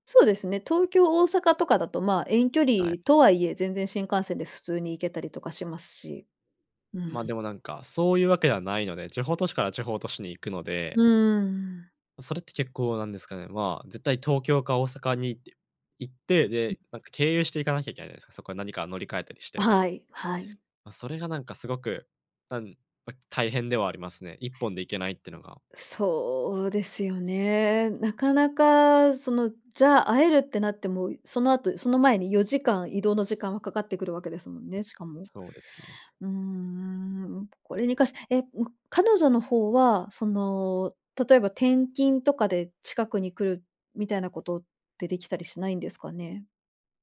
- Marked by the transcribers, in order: none
- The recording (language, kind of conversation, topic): Japanese, advice, 長年のパートナーとの関係が悪化し、別れの可能性に直面したとき、どう向き合えばよいですか？